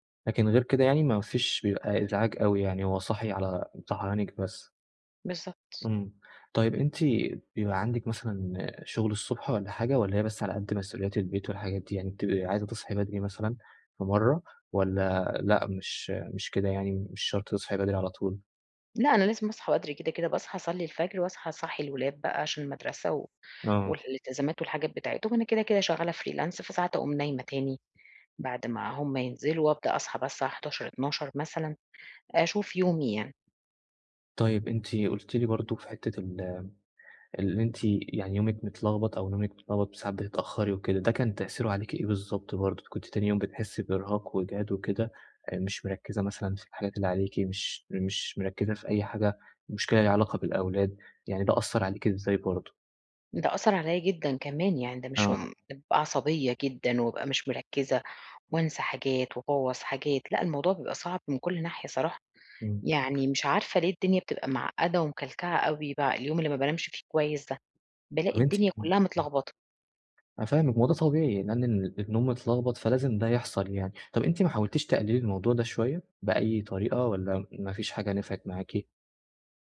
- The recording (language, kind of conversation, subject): Arabic, advice, إزاي أنظم عاداتي قبل النوم عشان يبقى عندي روتين نوم ثابت؟
- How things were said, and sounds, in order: in English: "freelance"; unintelligible speech; tapping